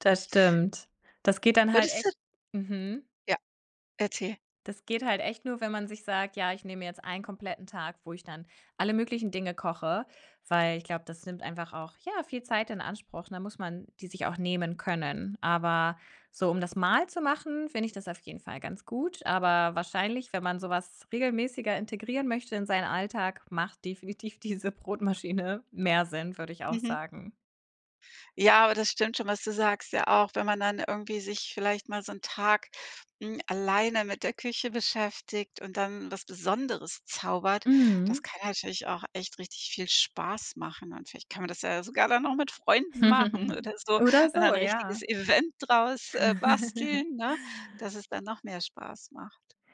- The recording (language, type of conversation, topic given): German, podcast, Welche Rolle spielt Brot bei deinem Wohlfühlessen?
- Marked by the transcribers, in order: other background noise; laughing while speaking: "diese Brotmaschine"; chuckle; laughing while speaking: "Event"; chuckle